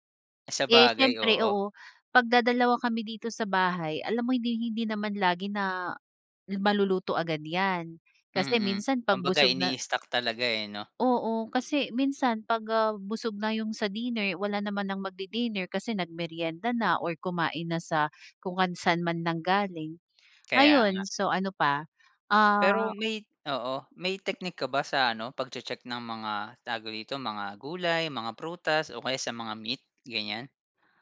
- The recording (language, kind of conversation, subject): Filipino, podcast, Ano-anong masusustansiyang pagkain ang madalas mong nakaimbak sa bahay?
- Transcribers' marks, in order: other background noise; tapping